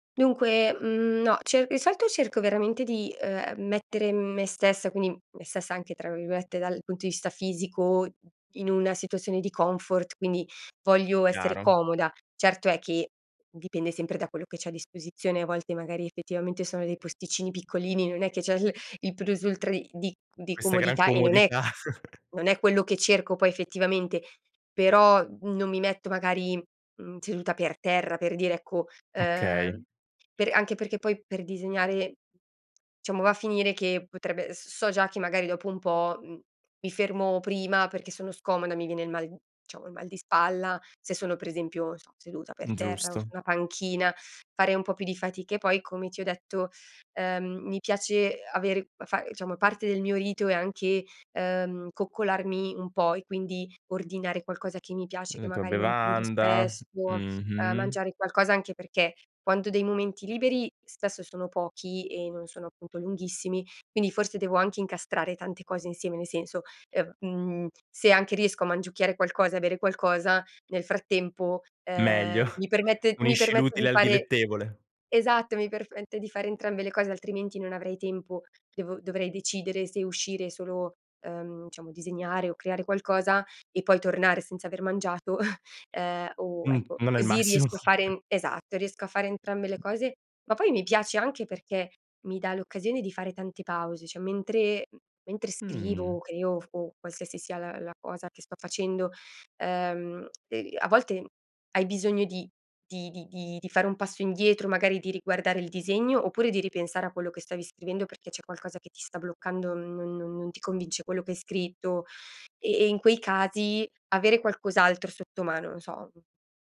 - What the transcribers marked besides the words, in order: tapping; chuckle; "diciamo" said as "ciamo"; "diciamo" said as "ciamo"; chuckle; chuckle; laughing while speaking: "massimo"; "cioè" said as "ceh"; other background noise
- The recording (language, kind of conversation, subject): Italian, podcast, Hai una routine o un rito prima di metterti a creare?